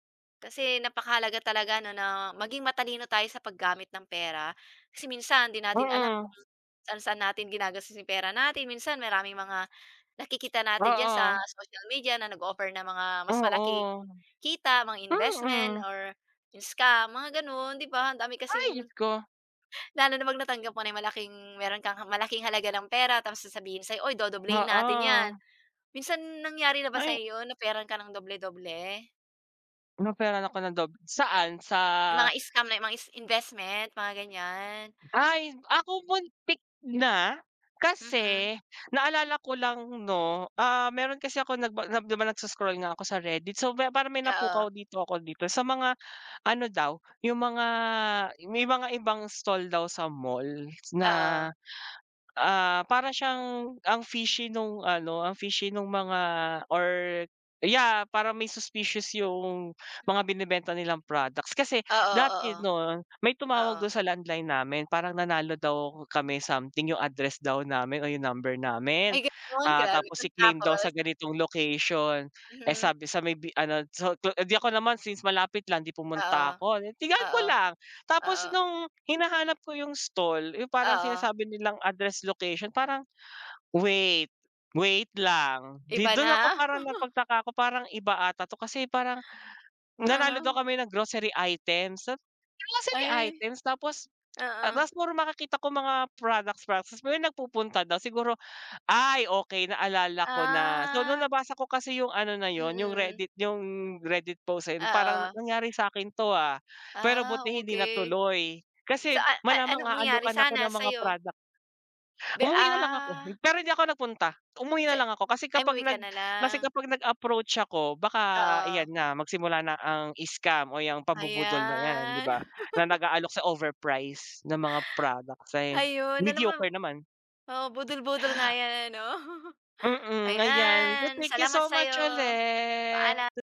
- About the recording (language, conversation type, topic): Filipino, unstructured, Ano ang pinakanakakagulat na nangyari sa’yo dahil sa pera?
- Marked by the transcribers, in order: tapping; laugh; drawn out: "Ah"; drawn out: "Ayan"; laugh; in English: "mediocre"; laugh; drawn out: "ulit"